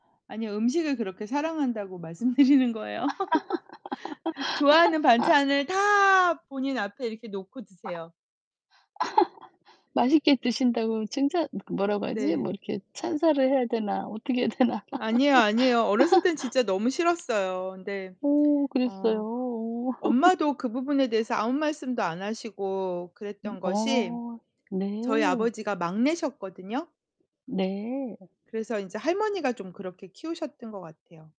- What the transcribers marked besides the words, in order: laughing while speaking: "말씀드리는 거예요"; laugh; laugh; other background noise; laugh; laugh
- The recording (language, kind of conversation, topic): Korean, unstructured, 가족과 함께한 일상 중 가장 기억에 남는 순간은 무엇인가요?